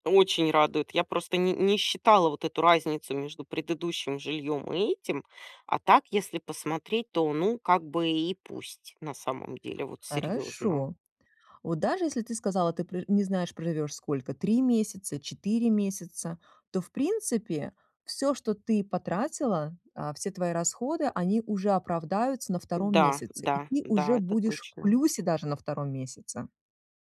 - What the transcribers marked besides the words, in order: none
- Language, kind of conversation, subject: Russian, advice, Как мне спланировать бюджет и сократить расходы на переезд?